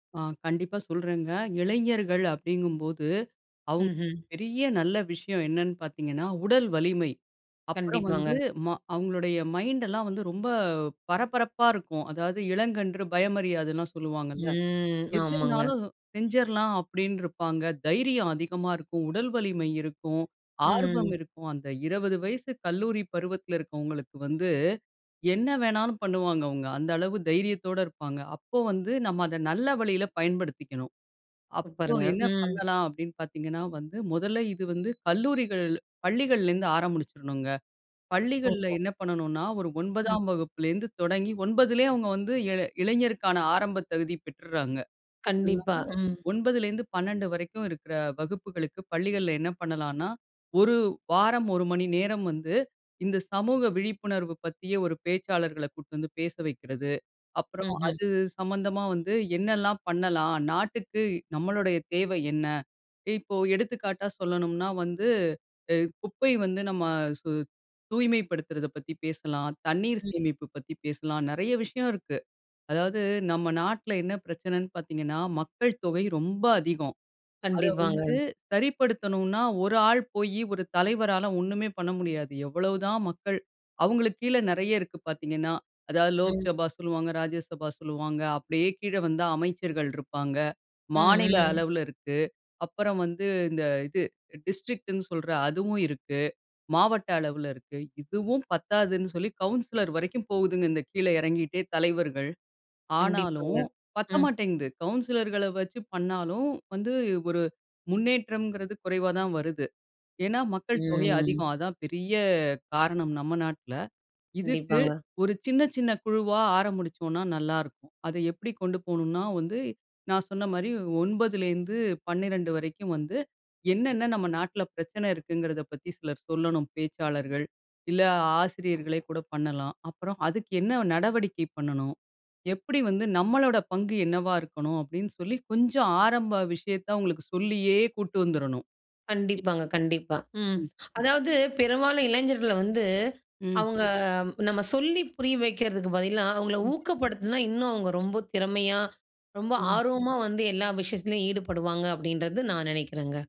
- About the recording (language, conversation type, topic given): Tamil, podcast, இளைஞர்களை சமுதாயத்தில் ஈடுபடுத்த என்ன செய்யலாம்?
- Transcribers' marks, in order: in English: "மைண்ட்டல்லாம்"; drawn out: "ம்"; door; alarm; unintelligible speech; in English: "டிஸ்ட்ரிக்ட்ன்னு"; other background noise; in English: "கவுன்சிலர்"; in English: "கவுன்சிலர்கள"; drawn out: "ம்"; drawn out: "பெரிய"; "ஆரம்பிச்சோம்னா" said as "ஆரமுடிச்சோன்னா"; drawn out: "சொல்லியே"